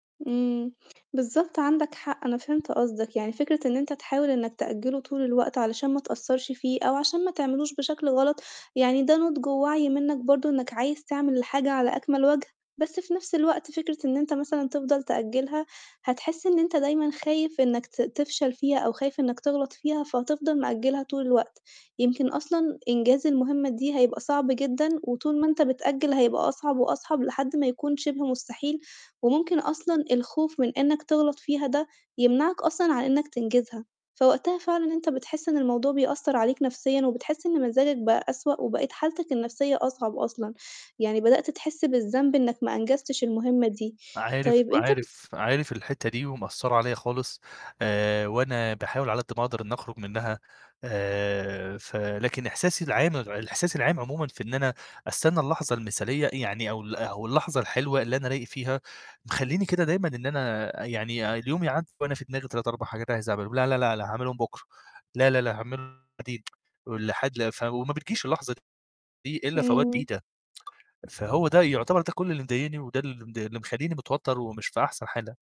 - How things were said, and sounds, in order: tapping; distorted speech
- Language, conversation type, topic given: Arabic, advice, إزاي بتأجّل الشغل وإنت مستني لحظة الإلهام المثالية؟